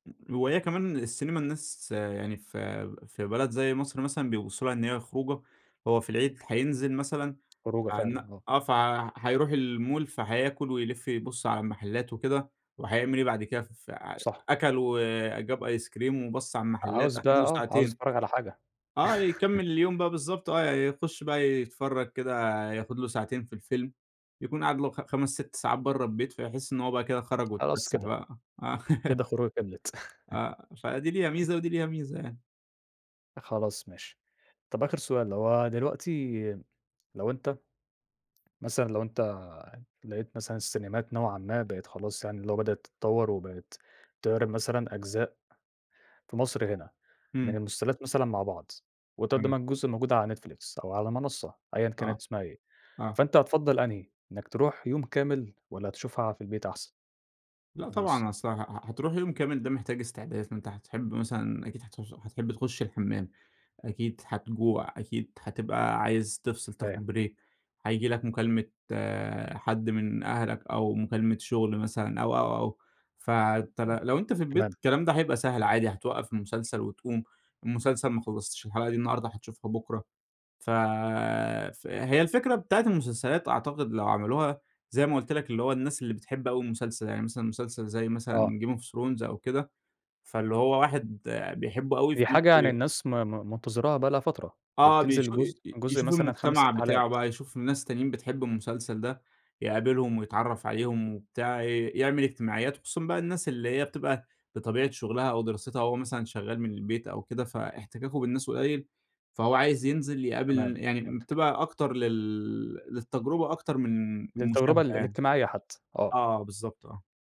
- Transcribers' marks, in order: unintelligible speech; tapping; in English: "المول"; in English: "أيس كريم"; laugh; laughing while speaking: "آه"; chuckle; other background noise; unintelligible speech; in English: "بريك"; in English: "game of thrones"; unintelligible speech
- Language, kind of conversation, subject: Arabic, podcast, إيه اللي بتحبه أكتر: تروح السينما ولا تتفرّج أونلاين في البيت؟ وليه؟